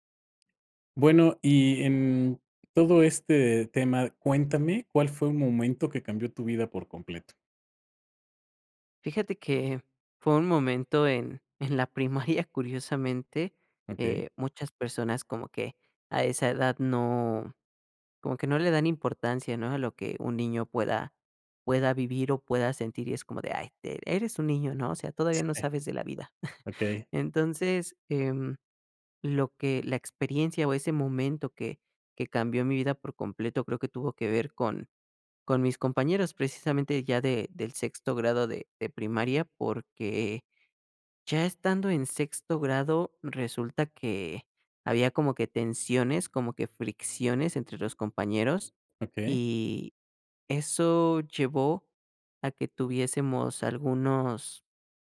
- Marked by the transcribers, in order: chuckle
- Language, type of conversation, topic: Spanish, podcast, ¿Cuál fue un momento que cambió tu vida por completo?